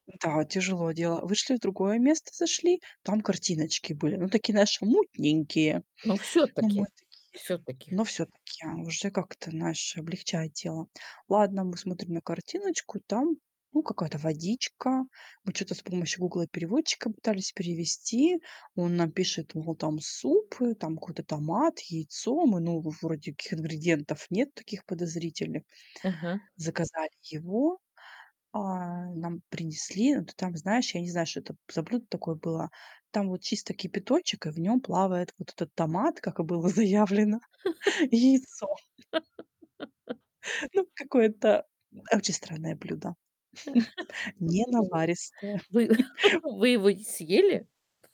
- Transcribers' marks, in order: "таких" said as "ких"; laugh; other background noise; laugh; chuckle; other noise; chuckle
- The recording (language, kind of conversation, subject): Russian, podcast, Как ты справляешься с языковым барьером в поездках?